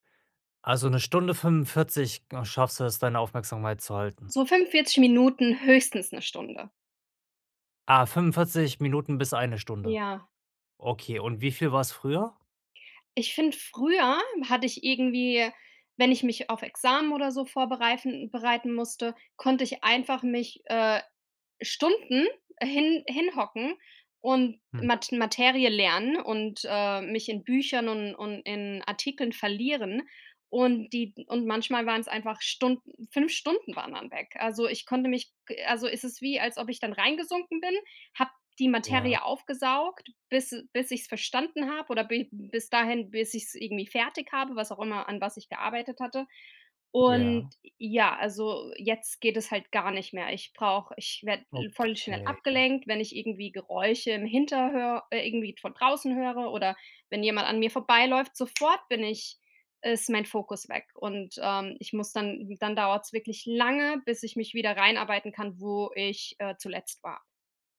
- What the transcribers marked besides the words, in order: other background noise
- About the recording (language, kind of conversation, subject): German, advice, Wie kann ich meine Konzentration bei Aufgaben verbessern und fokussiert bleiben?